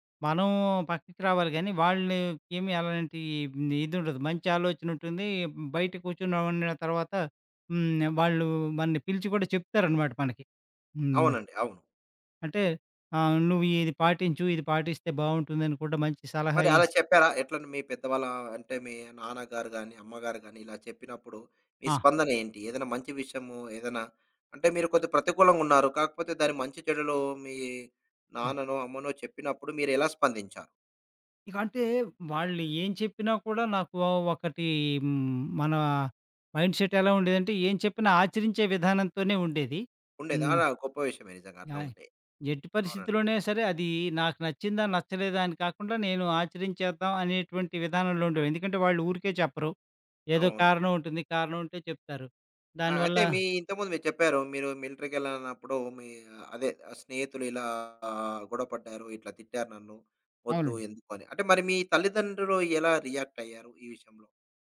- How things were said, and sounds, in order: in English: "మైండ్ సెట్"; in English: "రియాక్ట్"
- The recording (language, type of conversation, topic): Telugu, podcast, కుటుంబ సభ్యులు మరియు స్నేహితుల స్పందనను మీరు ఎలా ఎదుర్కొంటారు?